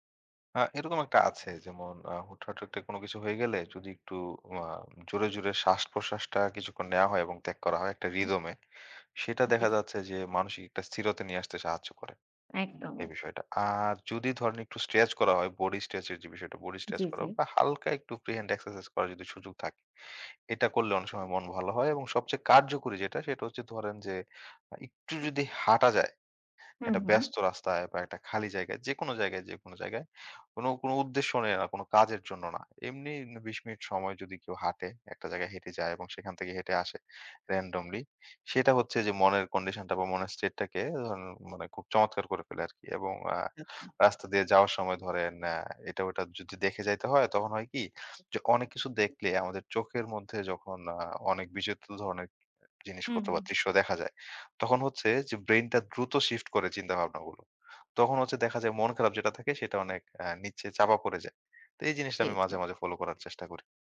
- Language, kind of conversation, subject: Bengali, podcast, খারাপ দিনের পর আপনি কীভাবে নিজেকে শান্ত করেন?
- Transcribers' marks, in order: tapping; in English: "রেন্ডমলি"; unintelligible speech